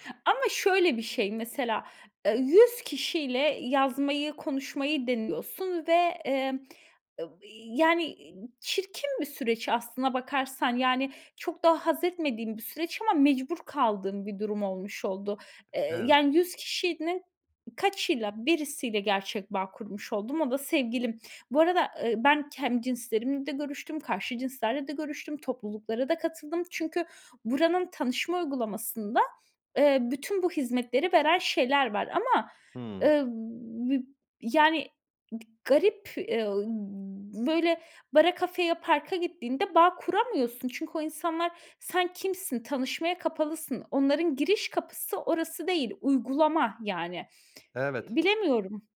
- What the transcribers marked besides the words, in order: other noise; other background noise; tapping
- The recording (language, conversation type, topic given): Turkish, podcast, Online arkadaşlıklar gerçek bir bağa nasıl dönüşebilir?